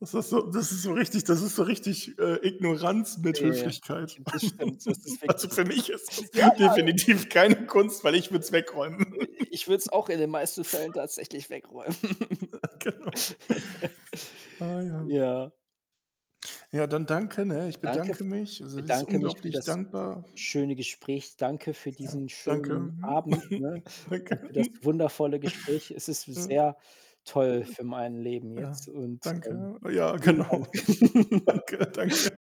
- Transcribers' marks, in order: laugh; laughing while speaking: "Also, für mich ist das definitiv keine Kunst"; distorted speech; other background noise; giggle; laughing while speaking: "Ja, genau"; chuckle; cough; laughing while speaking: "Danke"; laughing while speaking: "genau. Danke, danke"; chuckle
- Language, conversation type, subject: German, unstructured, Welche Kindheitserinnerung bringt dich heute noch zum Lächeln?